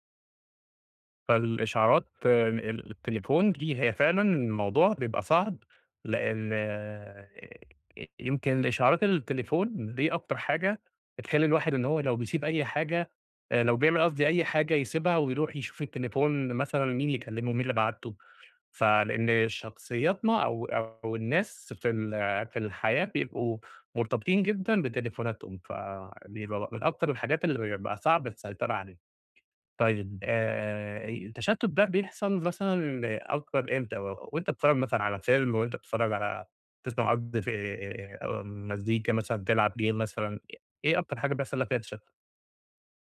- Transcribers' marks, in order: in English: "game"
- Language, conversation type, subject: Arabic, advice, ليه بقيت بتشتت ومش قادر أستمتع بالأفلام والمزيكا والكتب في البيت؟